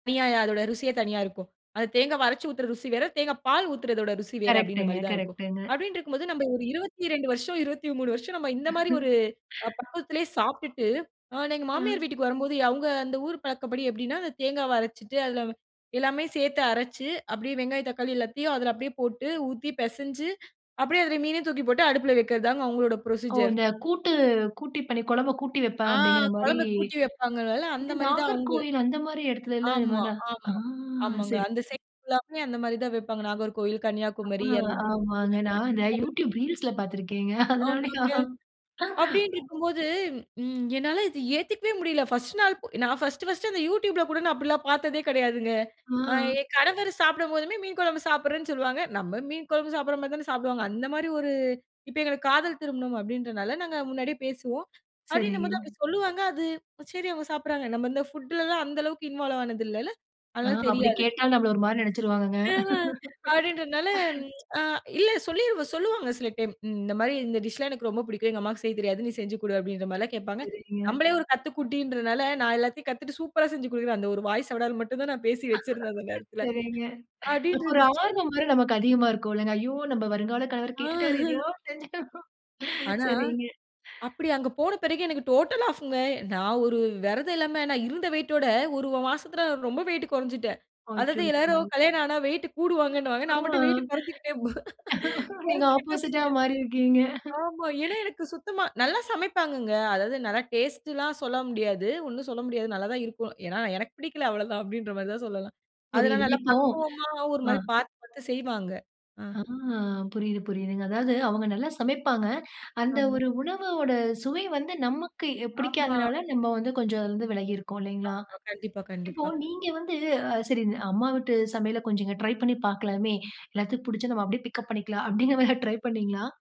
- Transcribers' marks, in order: chuckle; in English: "ப்ரொசீஜர்"; unintelligible speech; laughing while speaking: "அதனால"; in English: "இன்வால்வ்"; laugh; laugh; laughing while speaking: "ஐயோ! நம்ப வருங்கால கணவர் கேட்டுட்டாரு எதையாவது செஞ்சு தரணும் சரிங்க"; inhale; surprised: "எனக்கு டோட்டலா ஆஃப்ங்க"; in English: "டோட்டலா ஆஃப்ங்க"; inhale; laughing while speaking: "நீங்க ஆப்போசிட்டா மாறிருக்கீங்க"; laughing while speaking: "கொறஞ்சுக்கிட்டேபோனேன்"; laugh; chuckle; other noise
- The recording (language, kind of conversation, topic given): Tamil, podcast, குடும்ப உணவுப் பண்புகள் உங்கள் வாழ்க்கையில் எவ்வாறு வெளிப்படுகின்றன?